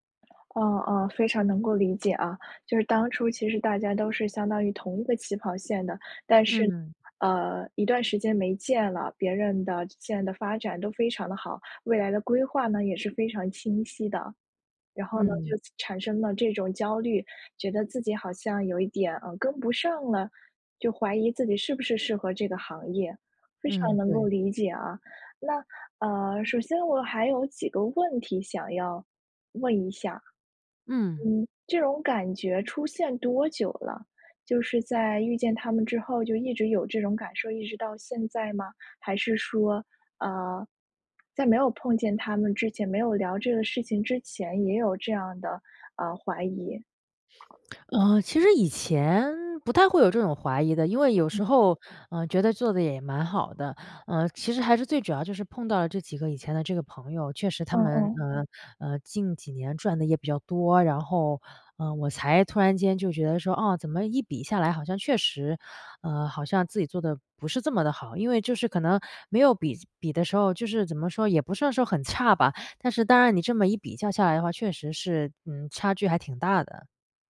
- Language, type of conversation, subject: Chinese, advice, 看到同行快速成长时，我为什么会产生自我怀疑和成功焦虑？
- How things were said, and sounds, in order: none